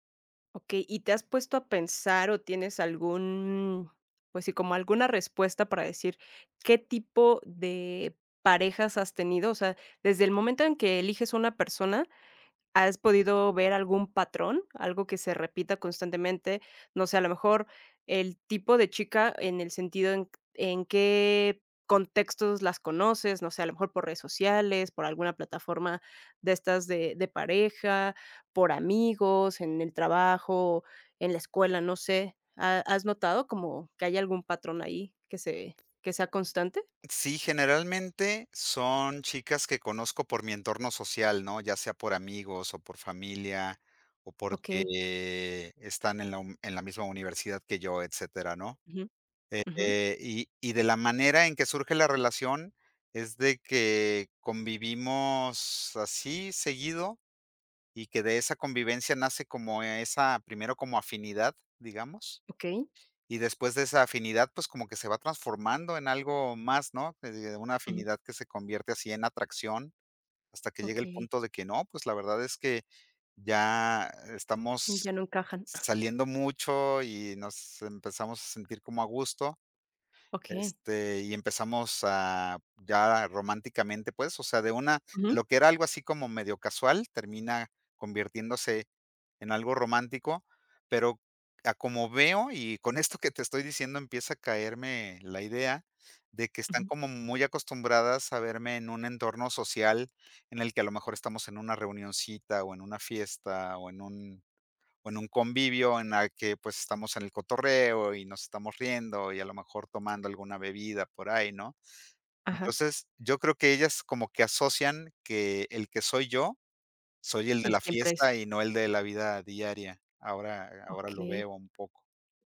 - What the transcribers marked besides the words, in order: chuckle; other background noise
- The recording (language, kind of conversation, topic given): Spanish, advice, ¿Por qué repito relaciones románticas dañinas?